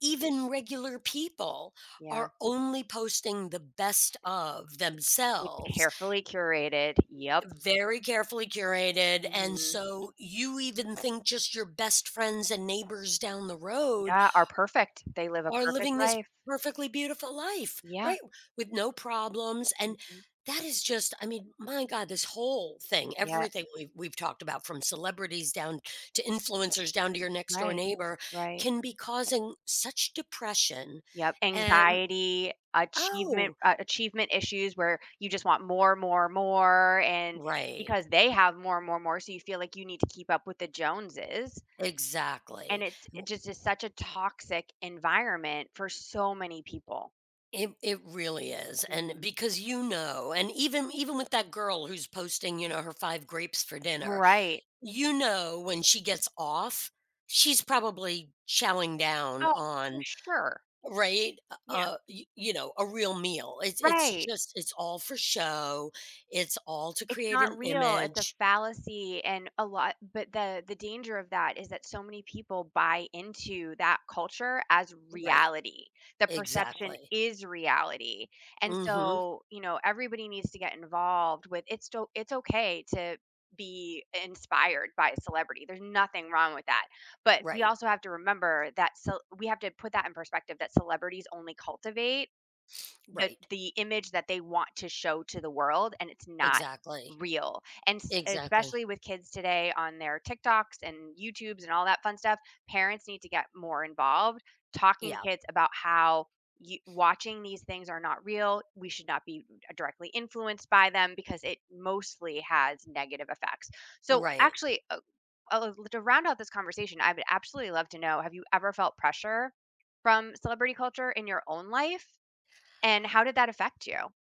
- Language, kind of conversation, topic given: English, unstructured, What do you think about celebrity culture and fame?
- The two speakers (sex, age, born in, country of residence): female, 40-44, United States, United States; female, 65-69, United States, United States
- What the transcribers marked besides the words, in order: tapping; other background noise; stressed: "whole"; sniff